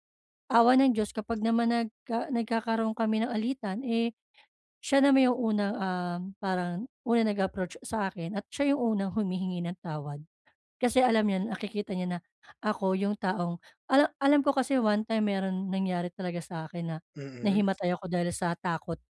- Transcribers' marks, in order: wind
- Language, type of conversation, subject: Filipino, advice, Paano ako makapagpapasya nang maayos kapag matindi ang damdamin ko bago ako mag-react?